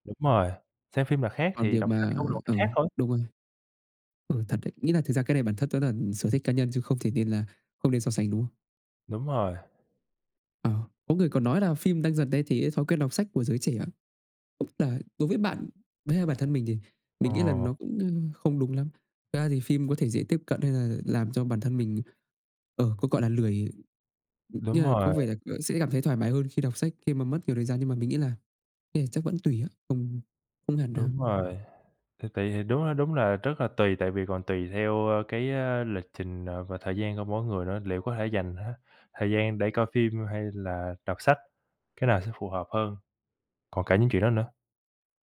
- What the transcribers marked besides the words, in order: tapping
- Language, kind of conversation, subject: Vietnamese, unstructured, Bạn thường dựa vào những yếu tố nào để chọn xem phim hay đọc sách?